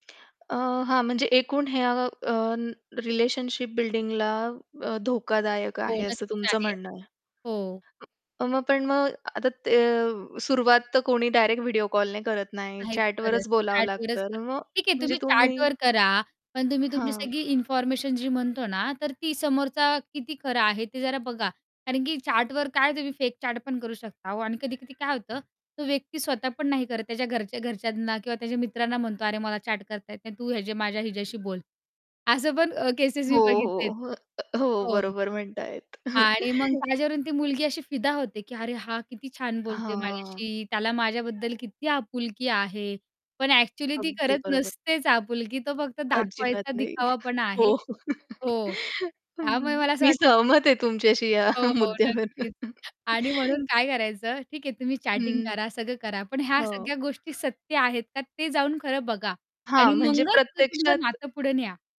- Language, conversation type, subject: Marathi, podcast, ऑनलाइन आणि प्रत्यक्ष संभाषणात नेमका काय फरक असतो?
- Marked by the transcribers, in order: in English: "रिलेशनशिप बिल्डिंगला"; in English: "डायरेक्ट व्हिडिओ कॉलने"; in English: "चॅटवरच"; distorted speech; in English: "चॅटवरच"; in English: "चॅटवर"; other background noise; in English: "चॅटवर"; in English: "चॅट"; in English: "चॅट"; chuckle; chuckle; laughing while speaking: "हो"; chuckle; laughing while speaking: "तुमच्याशी ह्या मुद्द्यावर"; static; chuckle; in English: "चॅटिंग"; tapping